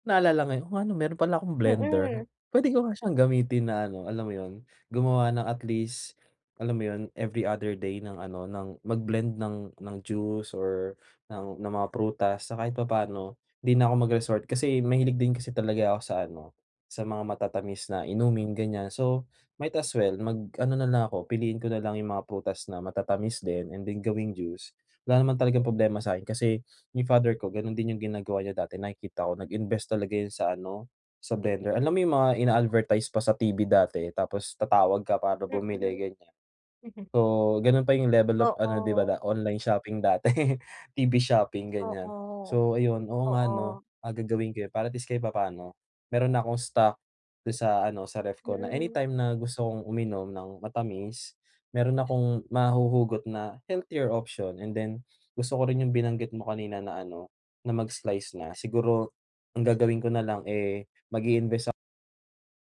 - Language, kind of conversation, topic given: Filipino, advice, Paano ko mapuputol at maiiwasan ang paulit-ulit na nakasasamang pattern?
- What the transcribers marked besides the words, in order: in English: "So might as well"; other background noise; chuckle; tapping; laughing while speaking: "dati"; in English: "healthier option"